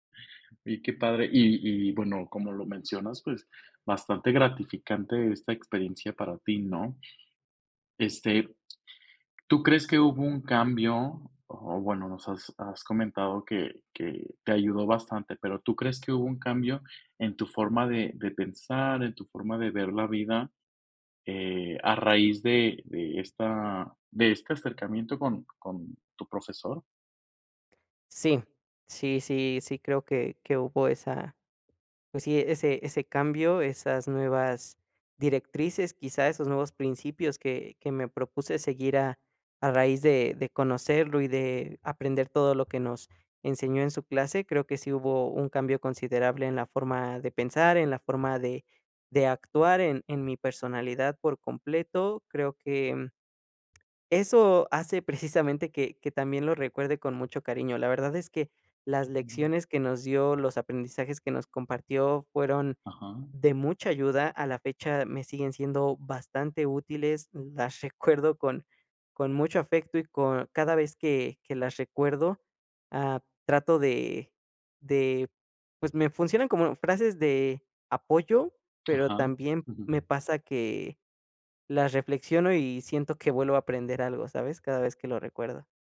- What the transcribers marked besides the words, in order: tapping; other background noise; unintelligible speech; chuckle; chuckle
- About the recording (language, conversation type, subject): Spanish, podcast, ¿Qué impacto tuvo en tu vida algún profesor que recuerdes?